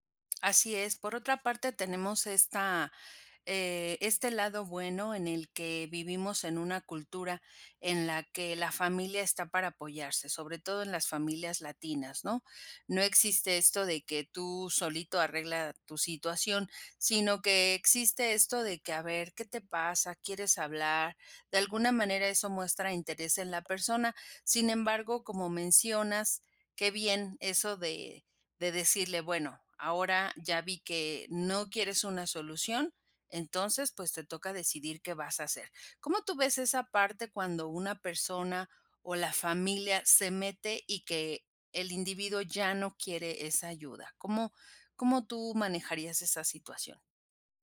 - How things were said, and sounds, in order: none
- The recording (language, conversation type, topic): Spanish, podcast, ¿Cómo ofreces apoyo emocional sin intentar arreglarlo todo?